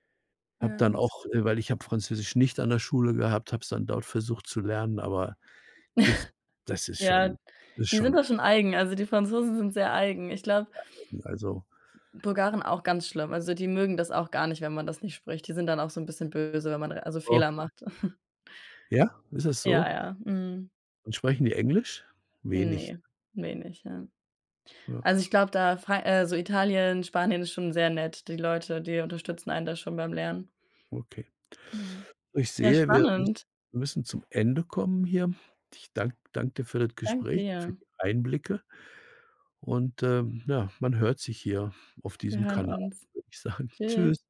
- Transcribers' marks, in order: other background noise; chuckle; unintelligible speech; chuckle; laughing while speaking: "sagen"
- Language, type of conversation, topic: German, unstructured, Warum feiern Menschen auf der ganzen Welt unterschiedliche Feste?